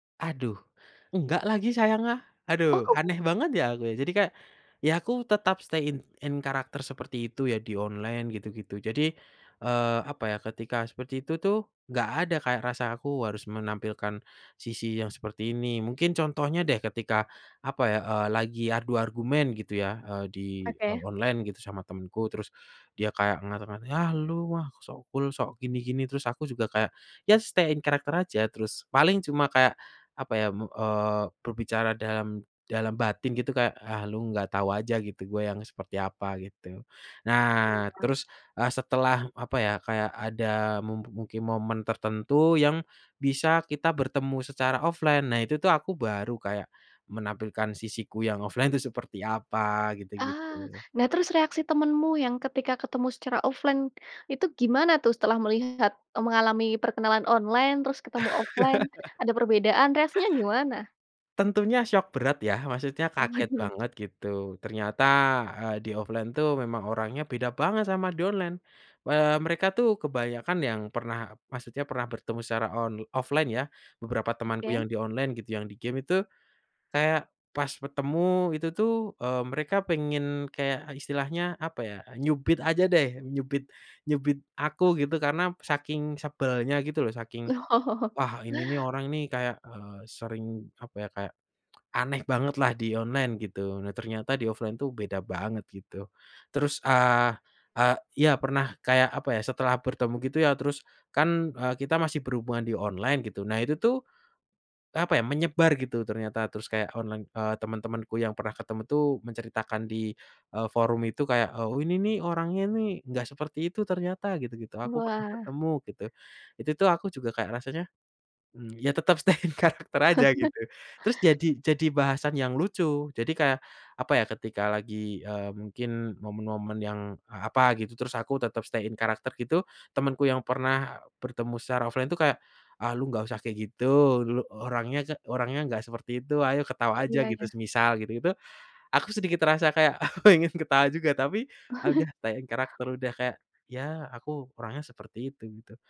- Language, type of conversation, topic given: Indonesian, podcast, Pernah nggak kamu merasa seperti bukan dirimu sendiri di dunia online?
- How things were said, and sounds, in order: other background noise; in English: "stay in in character"; in English: "cool"; in English: "stay in character"; in English: "offline"; in English: "offline"; in English: "offline"; laugh; in English: "offline"; in English: "offline"; in English: "offline"; laughing while speaking: "Oh"; in English: "offline"; laughing while speaking: "stay in character"; in English: "stay in character"; chuckle; in English: "stay in character"; in English: "offline"; laughing while speaking: "aku pengen"; chuckle; in English: "stay in character"